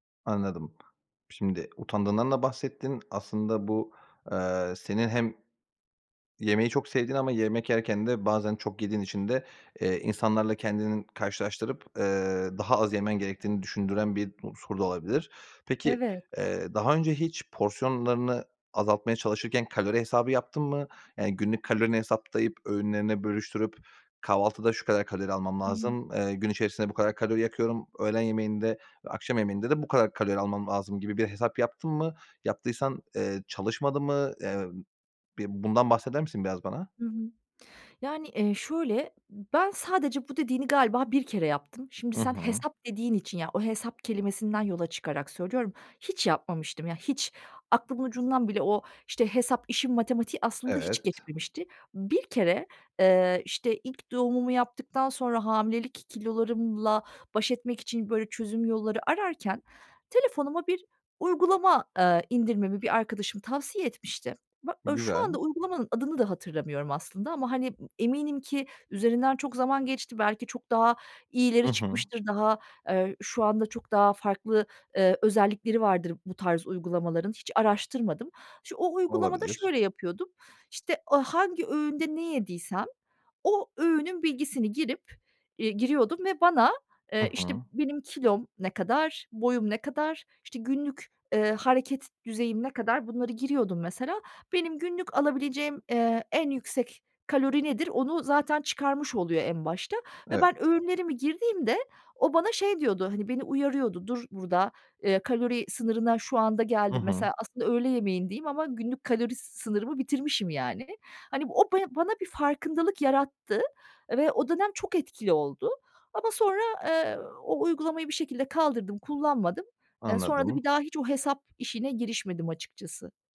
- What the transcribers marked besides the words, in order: other background noise; other noise
- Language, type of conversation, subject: Turkish, advice, Arkadaşlarla dışarıda yemek yerken porsiyon kontrolünü nasıl sağlayabilirim?